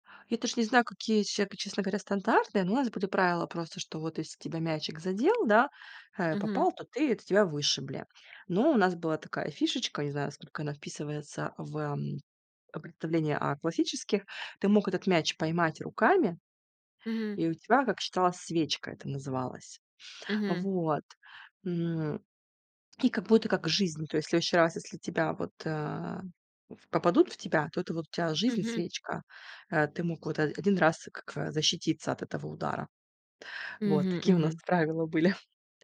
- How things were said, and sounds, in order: tapping
- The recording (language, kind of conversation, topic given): Russian, podcast, Какие дворовые игры у тебя были любимыми?